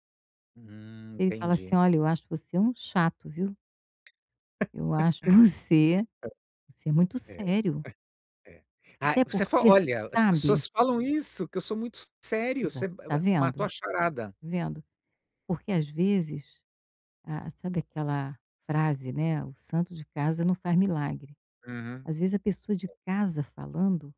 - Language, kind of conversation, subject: Portuguese, advice, Como posso equilibrar minhas expectativas com a realidade ao definir metas importantes?
- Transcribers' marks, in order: tapping; laugh; chuckle